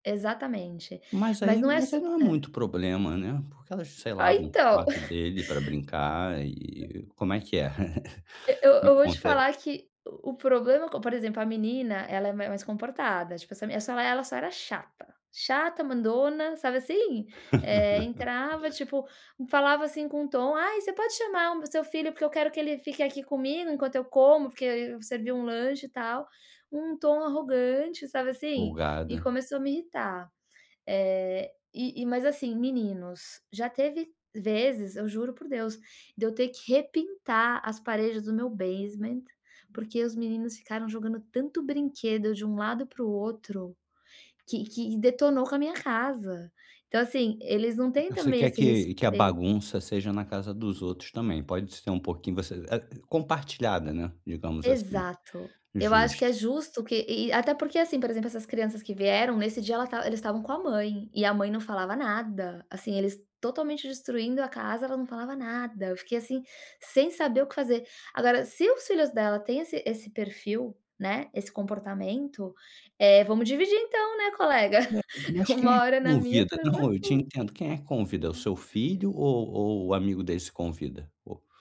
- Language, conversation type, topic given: Portuguese, advice, Como posso recusar pedidos sem me sentir culpado ou inseguro?
- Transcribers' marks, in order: chuckle; laugh; laugh; in English: "basement"; chuckle